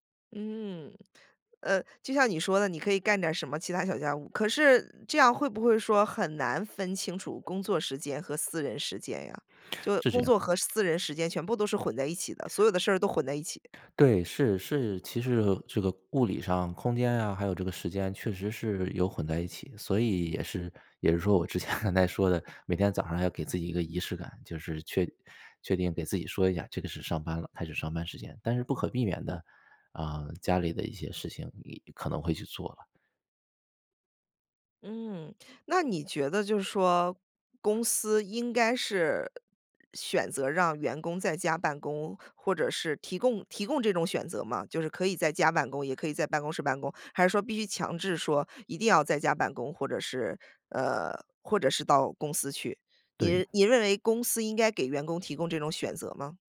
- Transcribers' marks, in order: lip smack; other noise; laughing while speaking: "我之前刚才说的"
- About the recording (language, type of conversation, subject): Chinese, podcast, 居家办公时，你如何划分工作和生活的界限？